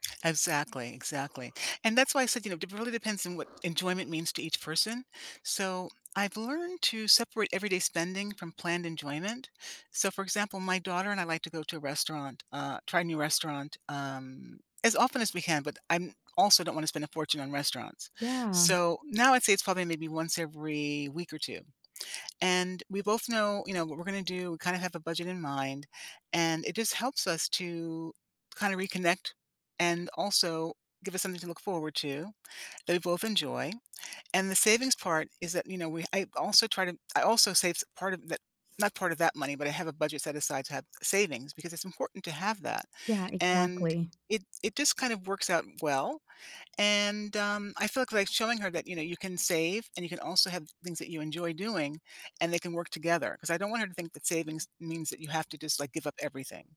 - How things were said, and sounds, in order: other background noise
- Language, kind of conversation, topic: English, unstructured, How can I balance saving for the future with small treats?